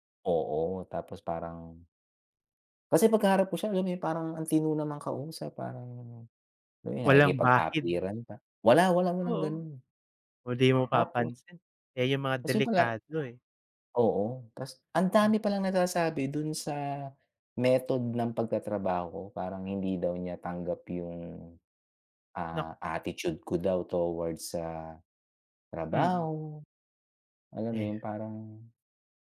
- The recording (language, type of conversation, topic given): Filipino, unstructured, Paano mo hinaharap ang mga taong hindi tumatanggap sa iyong pagkatao?
- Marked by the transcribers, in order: dog barking